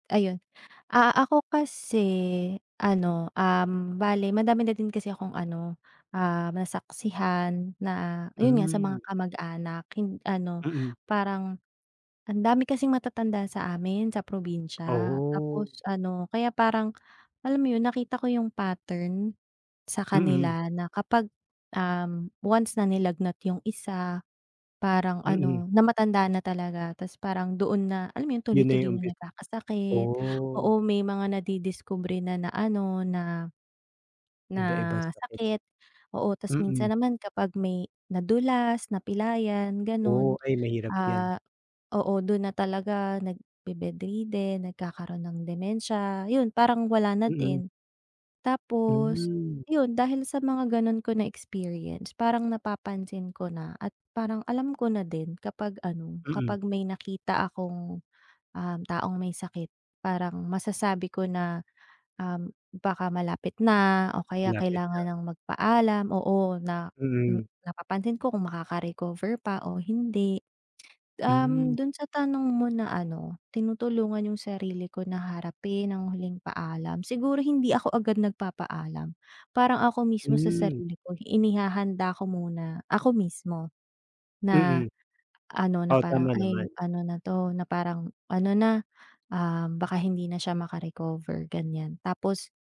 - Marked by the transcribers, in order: none
- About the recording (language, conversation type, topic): Filipino, unstructured, Paano mo tinutulungan ang sarili mong harapin ang panghuling paalam?